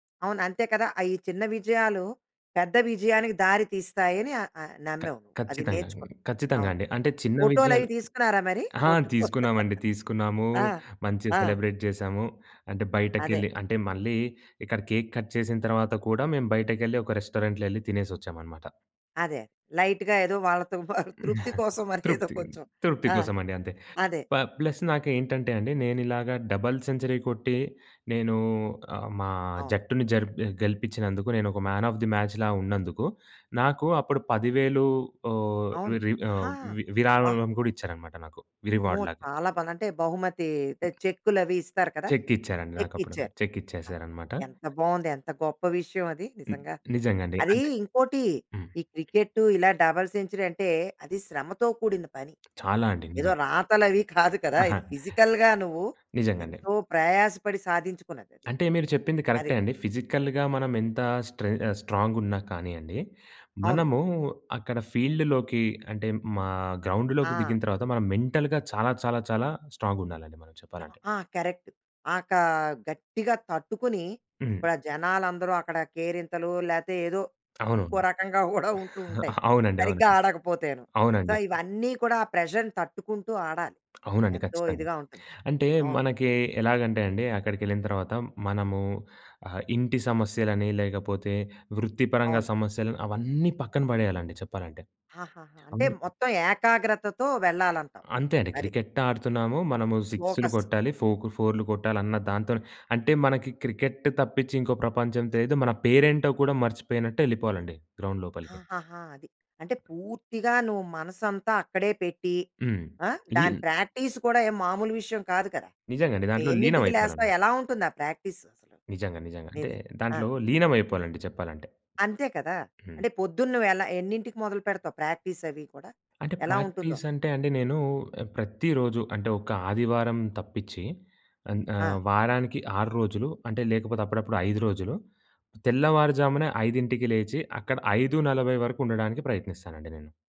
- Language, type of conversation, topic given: Telugu, podcast, చిన్న విజయాలను నువ్వు ఎలా జరుపుకుంటావు?
- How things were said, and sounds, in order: other background noise; tapping; in English: "సెలబ్రేట్"; laugh; in English: "కేక్ కట్"; in English: "రెస్టారెంట్‍లో"; in English: "లైట్‌గా"; chuckle; laughing while speaking: "తృప్తి కోసం మరి ఏదో కొంచెం"; in English: "ప ప్లస్"; in English: "డబుల్ సెంచరీ"; in English: "మ్యాన్ ఆఫ్ ది మ్యాచ్‌లా"; in English: "రివార్డ్"; in English: "చెక్"; in English: "డబుల్ సెంచరీ"; in English: "ఫిజికల్‌గా"; in English: "కరెక్టే"; in English: "ఫిజికల్‌గా"; in English: "ఫీల్డ్‌లోకి"; in English: "గ్రౌండ్‌లోకి"; in English: "మెంటల్‌గా"; in English: "కరెక్ట్"; in English: "సో"; in English: "ప్రెషర్‌ని"; in English: "గ్రౌండ్"; in English: "ప్రాక్టీస్"